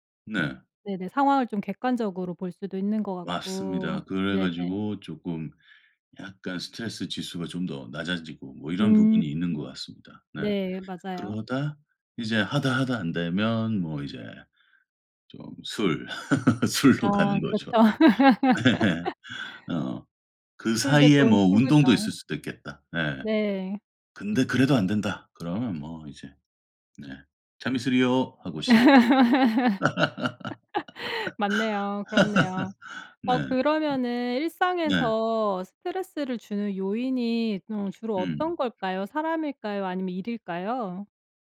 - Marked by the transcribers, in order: other background noise; laughing while speaking: "그렇죠"; laugh; laughing while speaking: "술로 가는 거죠. 네"; laugh; laugh; tapping; laugh
- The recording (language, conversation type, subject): Korean, podcast, 스트레스를 받을 때는 보통 어떻게 푸시나요?